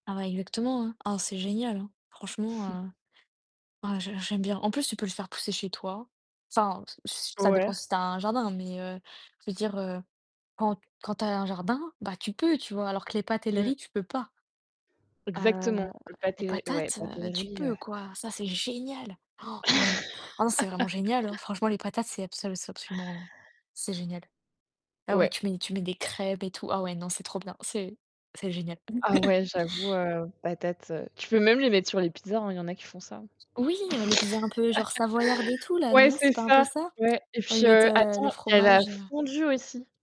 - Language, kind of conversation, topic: French, unstructured, Quels sont vos plats préférés, et pourquoi les aimez-vous autant ?
- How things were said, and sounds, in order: chuckle; static; distorted speech; stressed: "génial"; gasp; chuckle; other background noise; chuckle; chuckle; tapping